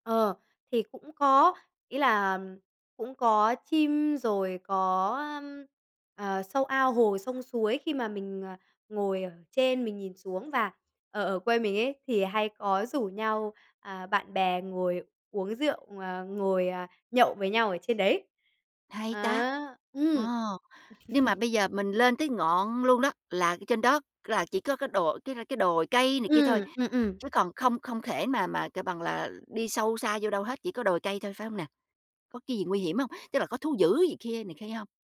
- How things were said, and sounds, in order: tapping; chuckle; other background noise
- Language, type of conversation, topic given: Vietnamese, podcast, Bạn có thể kể về một lần bạn bất ngờ bắt gặp một khung cảnh đẹp ở nơi bạn sống không?